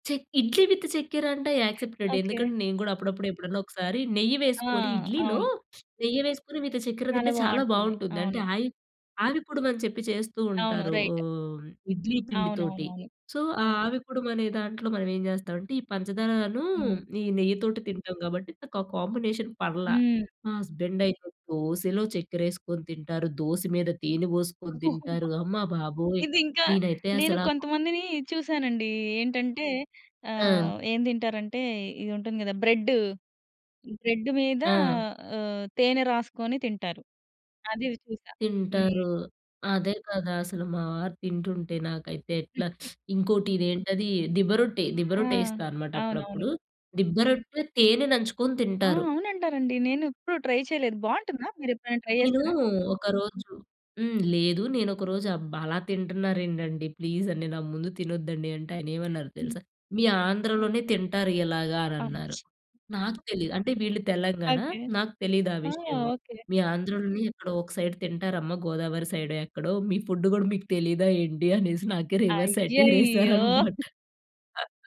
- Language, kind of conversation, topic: Telugu, podcast, పొసగని రుచి కలయికల్లో మీకు అత్యంత నచ్చిన ఉదాహరణ ఏది?
- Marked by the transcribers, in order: in English: "విత్"; other background noise; in English: "యాక్సెప్టెడ్"; in English: "విత్"; in English: "రైట్"; in English: "సో"; in English: "కాంబినేషన్"; in English: "హస్బెండ్"; laugh; teeth sucking; giggle; horn; in English: "ట్రై"; in English: "ట్రై"; in English: "ప్లీజ్"; in English: "సైడ్"; in English: "ఫుడ్"; in English: "రివర్స్ సెటైర్"; chuckle; laughing while speaking: "ఎసారనమాట"